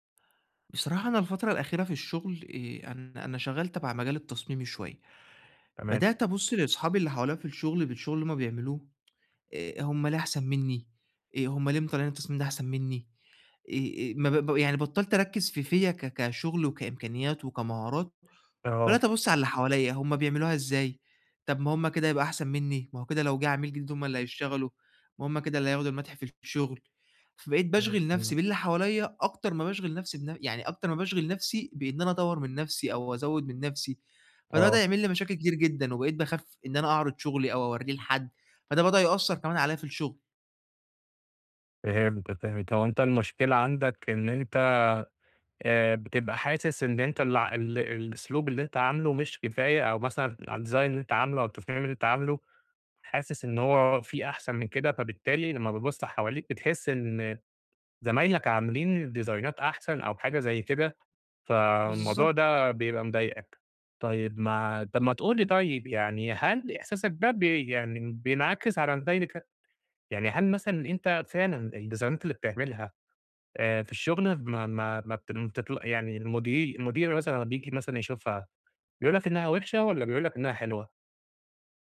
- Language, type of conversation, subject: Arabic, advice, ليه بلاقي نفسي دايمًا بقارن نفسي بالناس وبحس إن ثقتي في نفسي ناقصة؟
- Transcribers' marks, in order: in English: "الdesign"; in English: "ديزاينات"; unintelligible speech; in English: "الديزاينات"